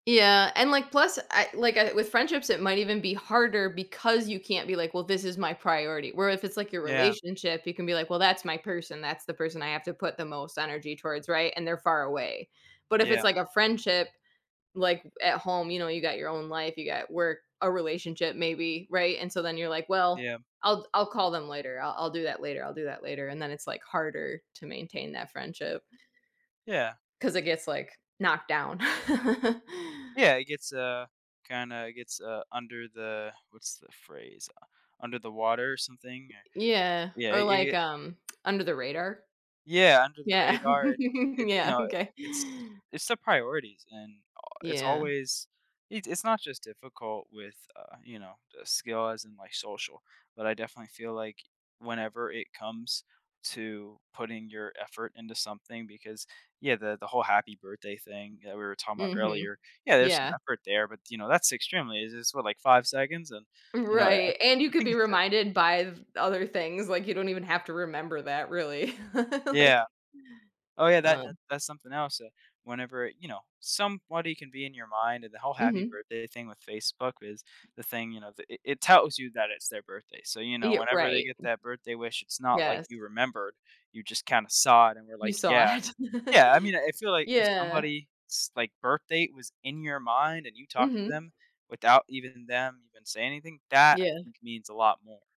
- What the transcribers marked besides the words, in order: laugh; other background noise; tapping; laugh; laugh; laughing while speaking: "it"
- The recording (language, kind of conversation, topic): English, unstructured, What helps friendships stay strong when you can't see each other often?
- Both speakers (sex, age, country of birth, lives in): female, 40-44, United States, United States; male, 18-19, United States, United States